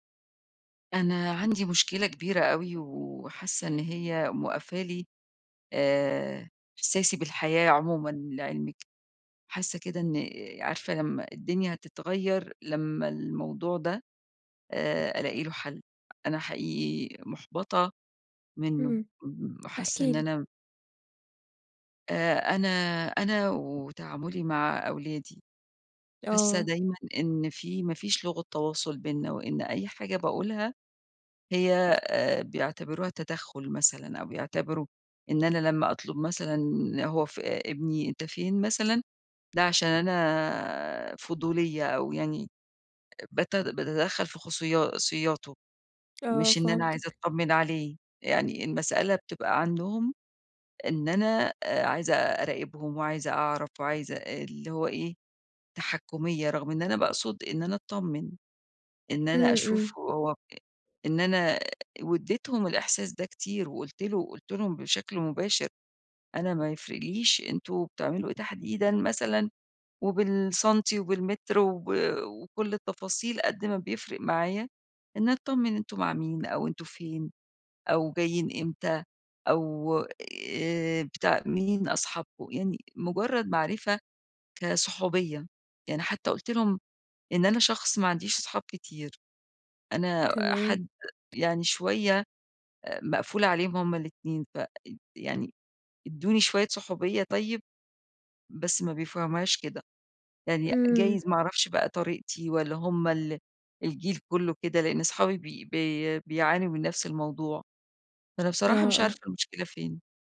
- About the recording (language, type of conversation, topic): Arabic, advice, إزاي أتعامل مع ضعف التواصل وسوء الفهم اللي بيتكرر؟
- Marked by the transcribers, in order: other background noise; tapping; "خصوصياته" said as "خصوصي صياته"